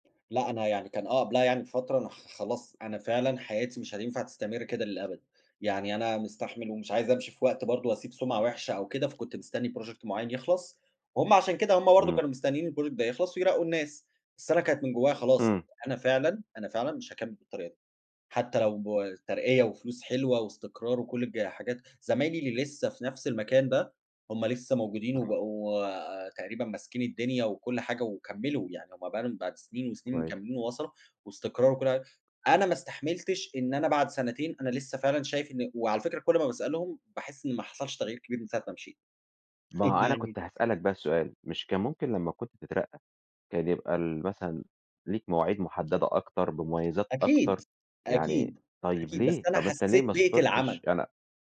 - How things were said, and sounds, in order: tapping; in English: "Project"; in English: "الProject"; other background noise; unintelligible speech
- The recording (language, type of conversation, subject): Arabic, podcast, إزاي بتتعامل مع الروتين اللي بيقتل حماسك؟